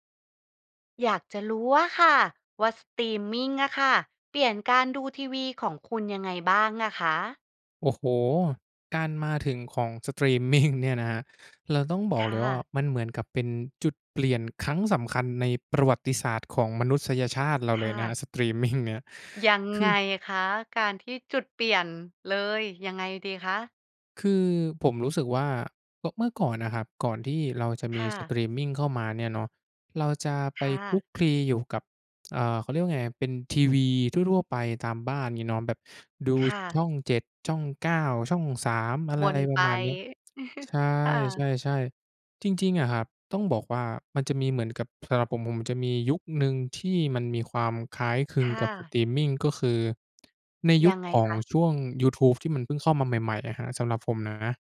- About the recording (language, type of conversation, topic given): Thai, podcast, สตรีมมิ่งเปลี่ยนพฤติกรรมการดูทีวีของคนไทยไปอย่างไรบ้าง?
- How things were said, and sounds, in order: laughing while speaking: "สตรีมมิง"; chuckle; tapping